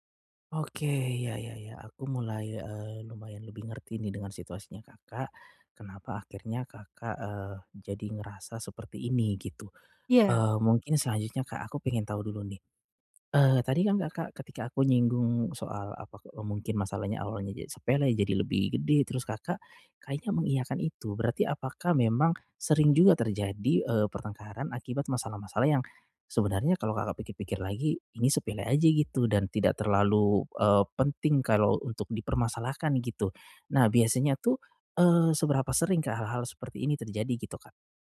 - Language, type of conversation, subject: Indonesian, advice, Bagaimana cara mengendalikan emosi saat berdebat dengan pasangan?
- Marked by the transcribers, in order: none